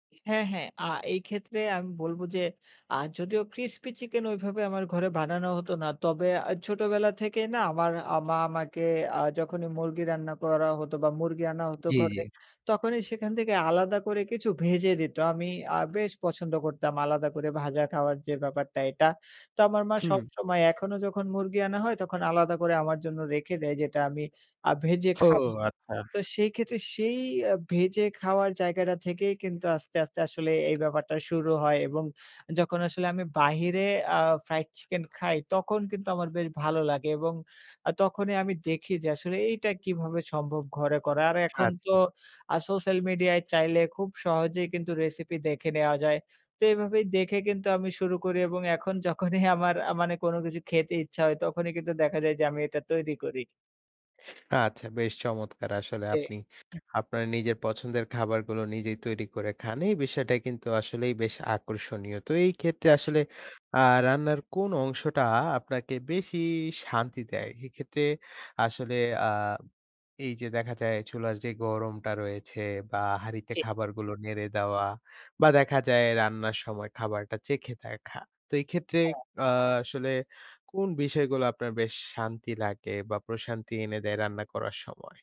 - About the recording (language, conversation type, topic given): Bengali, podcast, বাড়ির রান্নার মধ্যে কোন খাবারটি আপনাকে সবচেয়ে বেশি সুখ দেয়?
- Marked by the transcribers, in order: in English: "crispy"; scoff